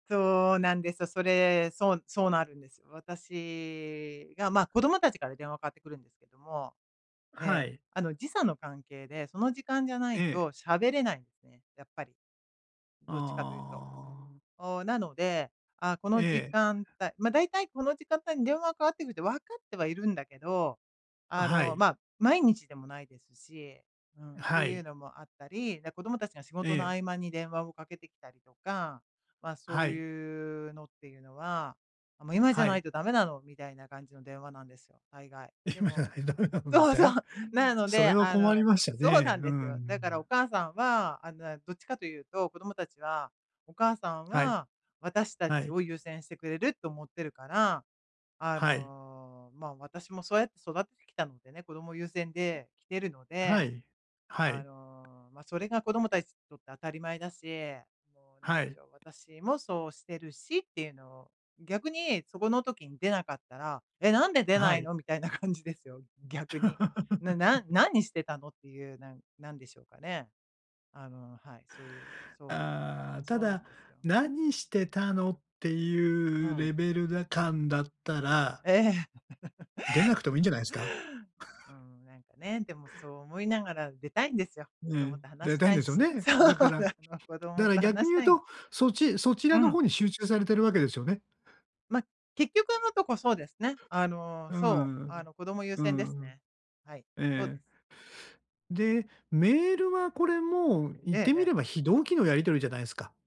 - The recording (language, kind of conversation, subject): Japanese, advice, 集中して作業する時間をどのように作り、管理すればよいですか？
- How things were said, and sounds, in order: other background noise; laughing while speaking: "今じゃないとダメなんですね"; laughing while speaking: "そう そう"; tapping; laughing while speaking: "みたいな感じですよ"; laugh; laugh; scoff; laughing while speaking: "そうなの、子供と話したいの"